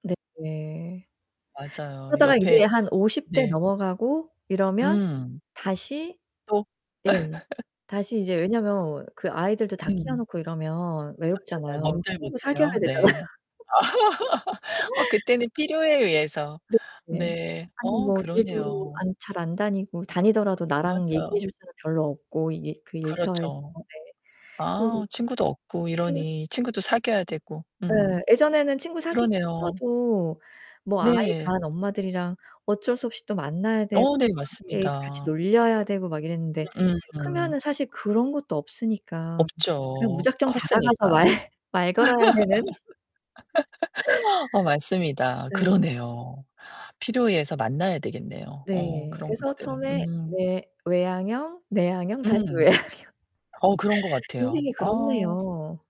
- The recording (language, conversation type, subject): Korean, podcast, 누군가가 내 말을 진심으로 잘 들어줄 때 어떤 기분이 드나요?
- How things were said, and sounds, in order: distorted speech; other background noise; laugh; laughing while speaking: "되잖아요"; laugh; laugh; laughing while speaking: "말"; laughing while speaking: "외향형"; laugh